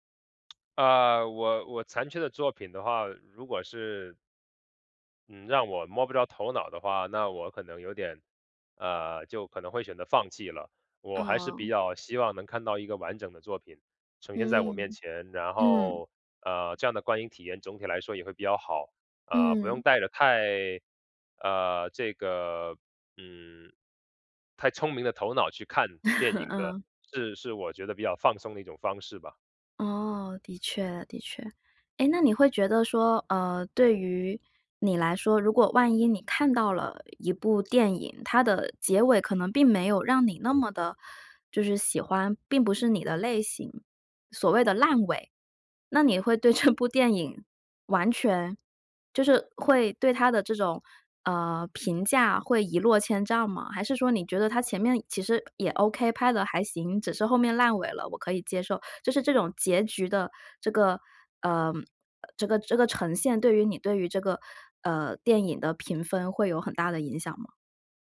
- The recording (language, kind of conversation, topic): Chinese, podcast, 电影的结局真的那么重要吗？
- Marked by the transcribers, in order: other background noise; chuckle; laughing while speaking: "这部"